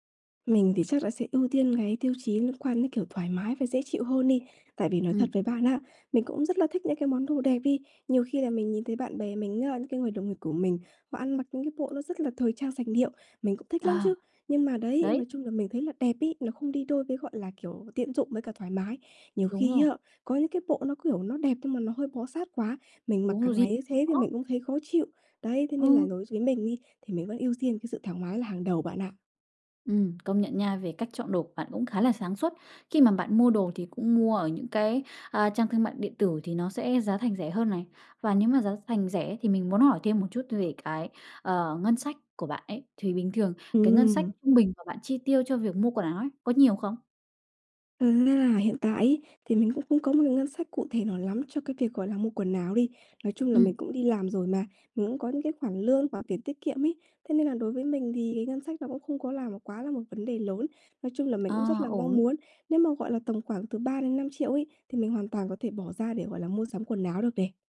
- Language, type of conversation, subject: Vietnamese, advice, Làm sao để có thêm ý tưởng phối đồ hằng ngày và mặc đẹp hơn?
- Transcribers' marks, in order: tapping; unintelligible speech; "thoải" said as "thỏa"